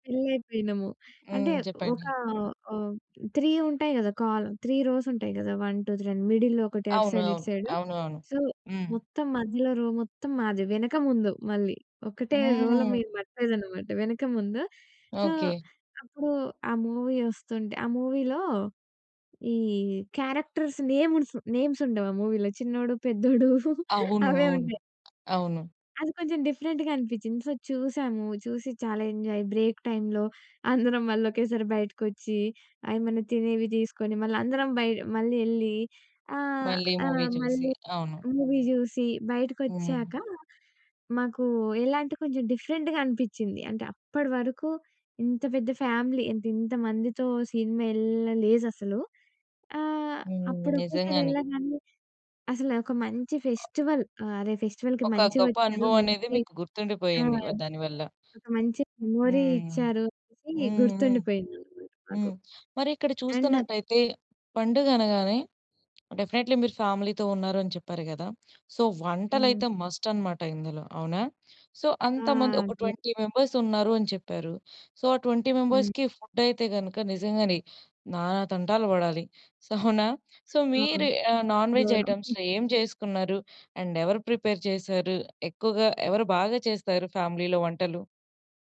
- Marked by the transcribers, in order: in English: "త్రీ"; in English: "కాల్ త్రీ రోస్"; in English: "వన్ టూ త్రీ"; in English: "మిడిల్‌లో"; in English: "సైడ్"; in English: "సైడ్. సో"; in English: "రో"; in English: "రో‌లో"; in English: "సో"; in English: "మూవీ"; in English: "మూవీ‌లో"; in English: "క్యారెక్టర్స్ నేమ్స్ నేమ్స్"; in English: "మూవీ‌లో"; giggle; other background noise; in English: "డిఫరెంట్‌గా"; in English: "సో"; in English: "ఎంజాయ్ బ్రేక్ టైమ్‌లో"; in English: "మూవీ"; in English: "మూవీ"; in English: "డిఫరెంట్‌గా"; in English: "ఫ్యామిలీ"; other noise; in English: "ఫెస్టివల్"; in English: "ఫెస్టివల్‌కి"; in English: "మెమరీ"; in English: "డెఫినైట్‌లి"; in English: "అండ్"; in English: "ఫ్యామిలీ‌తో"; in English: "సో"; in English: "మస్ట్"; in English: "సో"; in English: "ట్వెంటీ మెంబర్స్"; in English: "సో"; in English: "ట్వెంటీ మెంబర్స్‌కి ఫుడ్"; in English: "సొ"; in English: "సో"; in English: "నాన్-వెజ్ ఐటెమ్స్‌లో"; chuckle; in English: "అండ్"; in English: "ప్రిపేర్"; in English: "ఫ్యామిలీలో"
- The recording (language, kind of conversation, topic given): Telugu, podcast, పండగను మీరు ఎలా అనుభవించారు?